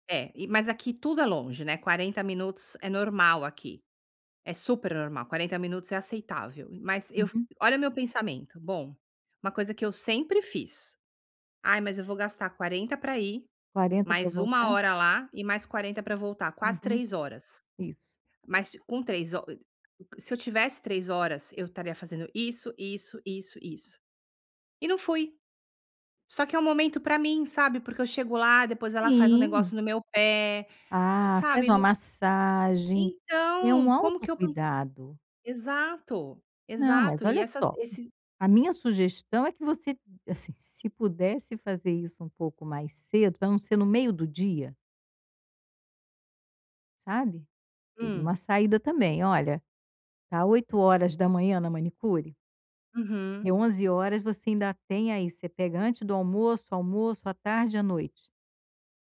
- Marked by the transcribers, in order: none
- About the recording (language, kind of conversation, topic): Portuguese, advice, Como posso criar rotinas de lazer sem me sentir culpado?